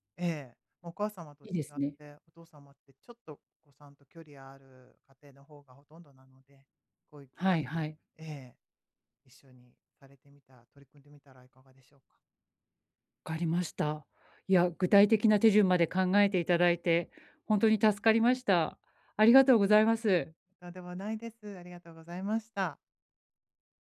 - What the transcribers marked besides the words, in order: none
- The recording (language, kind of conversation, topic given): Japanese, advice, 育児方針の違いについて、パートナーとどう話し合えばよいですか？